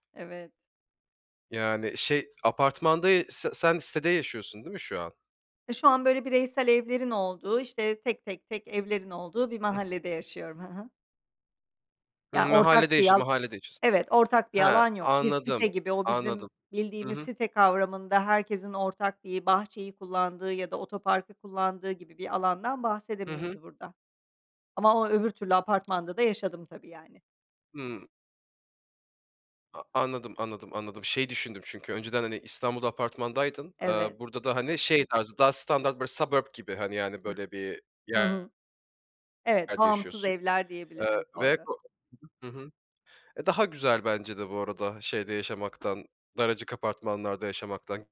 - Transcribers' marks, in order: tapping; in English: "suburb"
- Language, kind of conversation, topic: Turkish, podcast, Zor zamanlarda komşular birbirine nasıl destek olabilir?